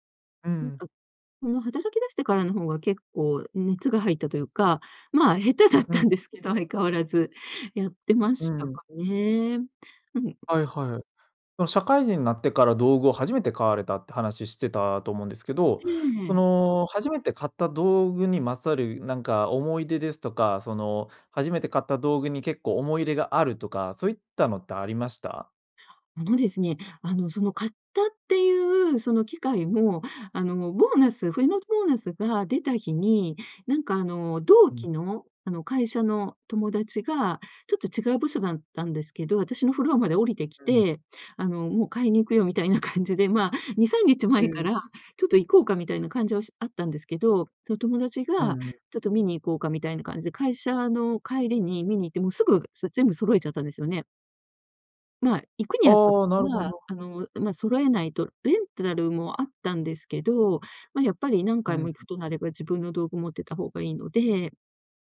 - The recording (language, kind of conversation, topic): Japanese, podcast, その趣味を始めたきっかけは何ですか？
- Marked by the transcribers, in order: unintelligible speech; laughing while speaking: "だったんですけど、相変わらず"